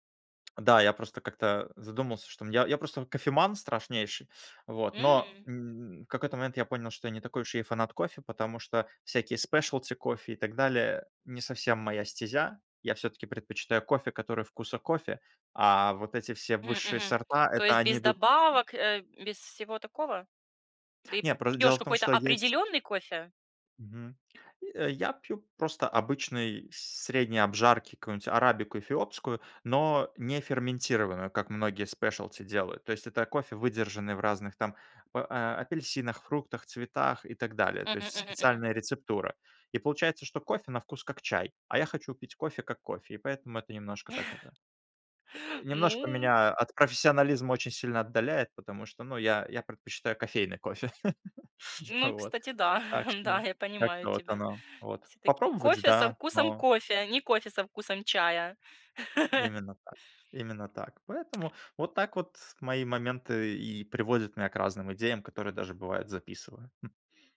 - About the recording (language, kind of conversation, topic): Russian, podcast, Как у тебя обычно рождаются творческие идеи?
- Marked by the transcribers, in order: tapping; in English: "specialty"; other background noise; in English: "specialty"; chuckle; chuckle; laugh